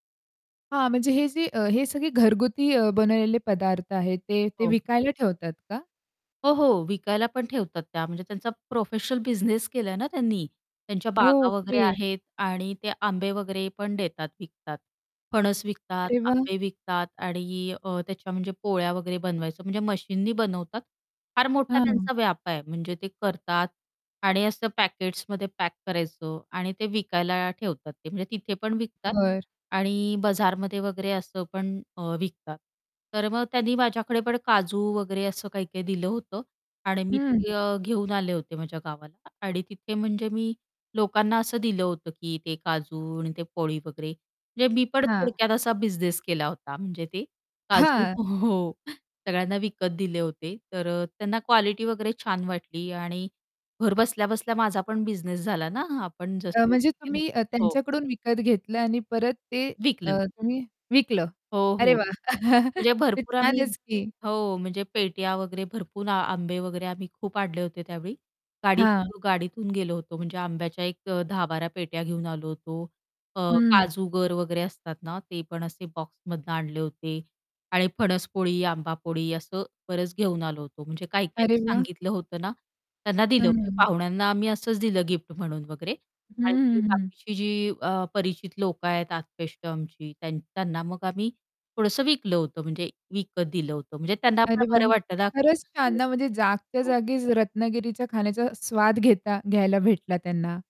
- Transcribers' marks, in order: static; distorted speech; laughing while speaking: "हो"; unintelligible speech; chuckle; unintelligible speech
- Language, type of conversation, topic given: Marathi, podcast, कोणत्या ठिकाणच्या स्थानिक जेवणाने तुम्हाला खास चटका दिला?